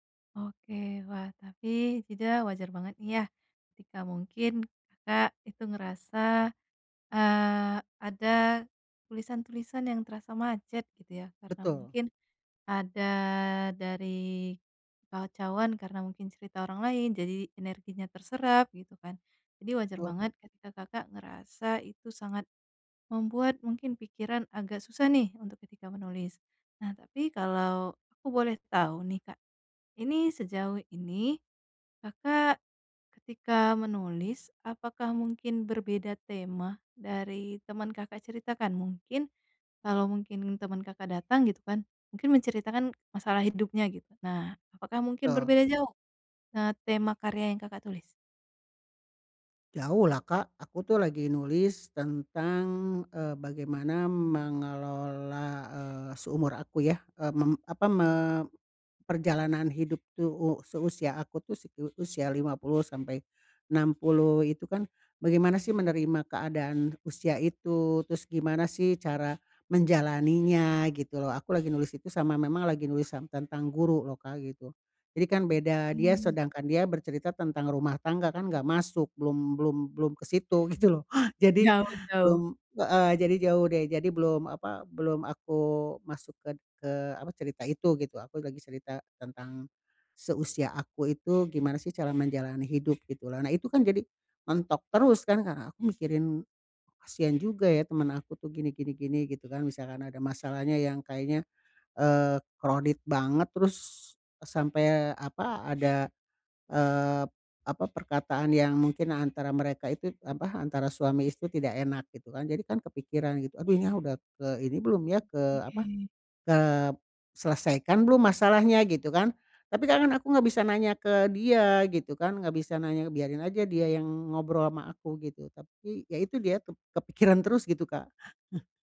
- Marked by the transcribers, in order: drawn out: "ada"; other background noise; in English: "crowded"; chuckle
- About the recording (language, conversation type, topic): Indonesian, advice, Mengurangi kekacauan untuk fokus berkarya